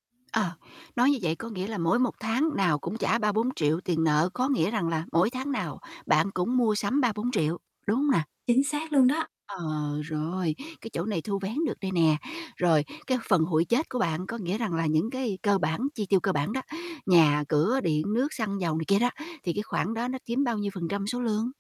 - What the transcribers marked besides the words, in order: tapping
- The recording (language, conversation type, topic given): Vietnamese, advice, Làm sao để cân bằng chi tiêu hằng tháng và trả nợ hiệu quả?